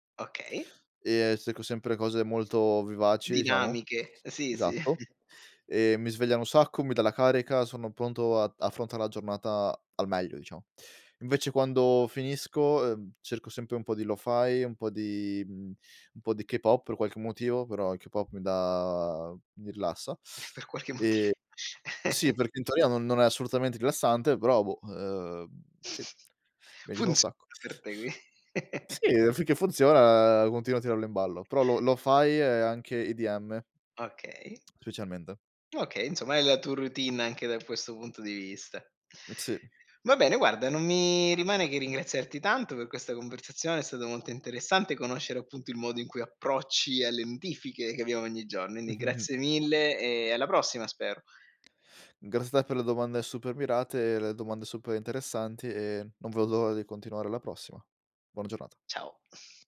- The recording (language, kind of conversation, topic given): Italian, podcast, Come gestisci le notifiche sullo smartphone durante la giornata?
- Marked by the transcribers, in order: chuckle; in English: "lo-fi"; laughing while speaking: "Per qualche moti"; chuckle; chuckle; laughing while speaking: "per te qui"; giggle; "Specialmente" said as "specialmende"; chuckle